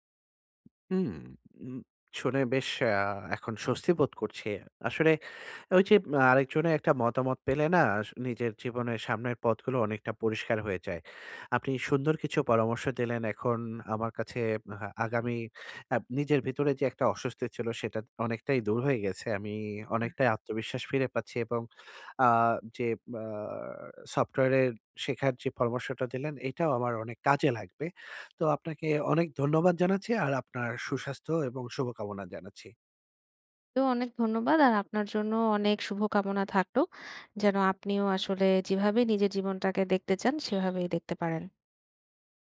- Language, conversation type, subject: Bengali, advice, আমি কীভাবে দীর্ঘদিনের স্বস্তির গণ্ডি ছেড়ে উন্নতি করতে পারি?
- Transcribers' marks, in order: tapping; horn